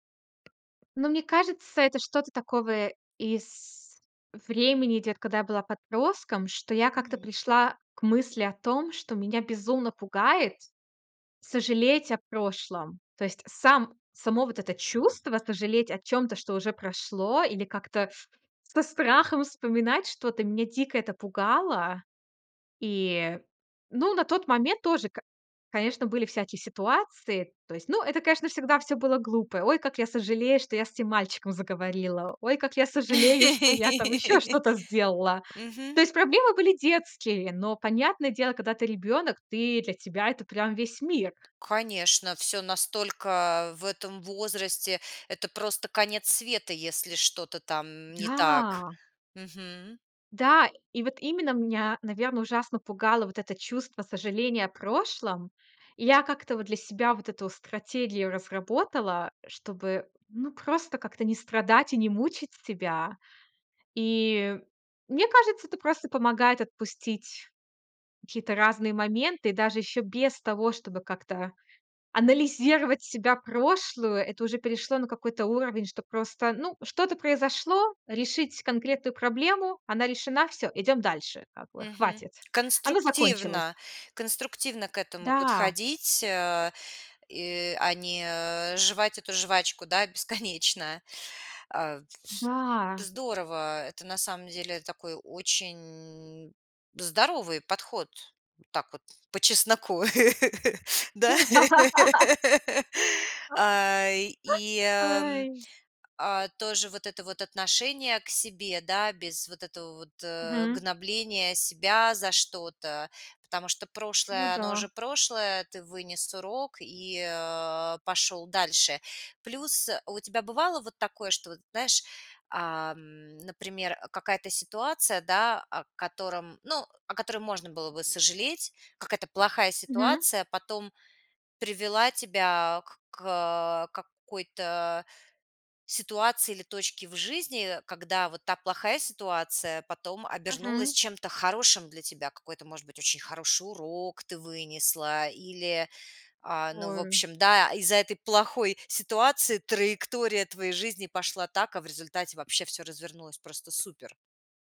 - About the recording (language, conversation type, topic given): Russian, podcast, Как перестать надолго застревать в сожалениях?
- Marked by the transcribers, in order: tapping; laugh; other background noise; surprised: "Да!"; laughing while speaking: "бесконечно"; laugh; laugh; laugh